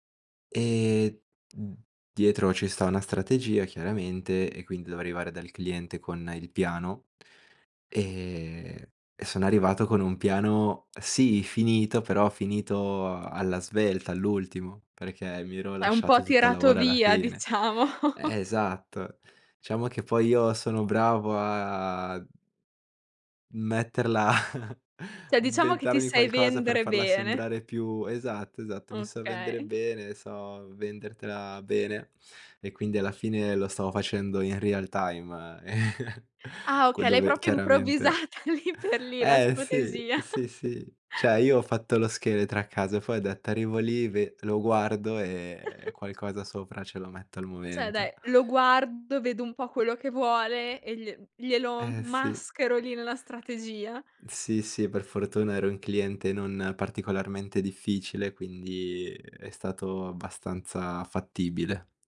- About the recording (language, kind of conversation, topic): Italian, podcast, Come gestisci le distrazioni quando sei concentrato su un progetto?
- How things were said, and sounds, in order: chuckle; chuckle; "Cioè" said as "ceh"; other background noise; in English: "real time"; chuckle; laughing while speaking: "improvvisata lì per lì"; "Cioè" said as "ceh"; chuckle; chuckle; "Cioè" said as "ceh"